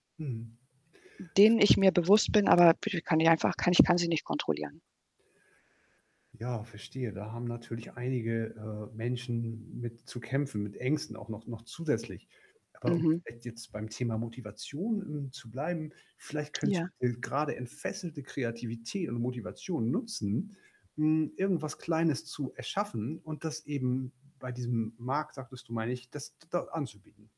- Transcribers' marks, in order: static; distorted speech; other background noise
- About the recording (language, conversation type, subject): German, advice, Wie hast du nach einem Rückschlag oder Misserfolg einen Motivationsverlust erlebt?